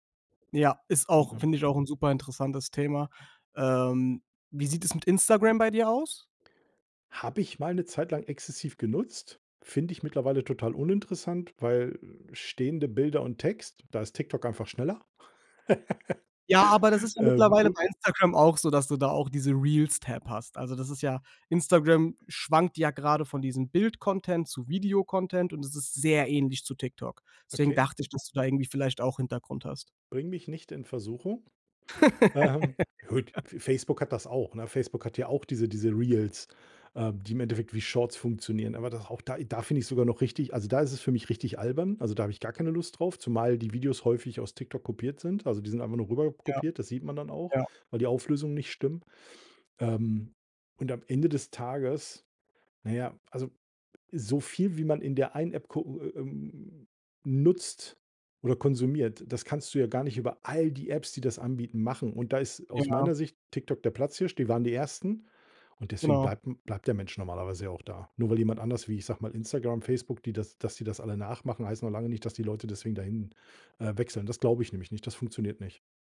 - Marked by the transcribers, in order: unintelligible speech; stressed: "Ja"; laugh; laughing while speaking: "Ähm"; laugh; stressed: "all"
- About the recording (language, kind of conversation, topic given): German, podcast, Wie gehst du im Alltag mit Smartphone-Sucht um?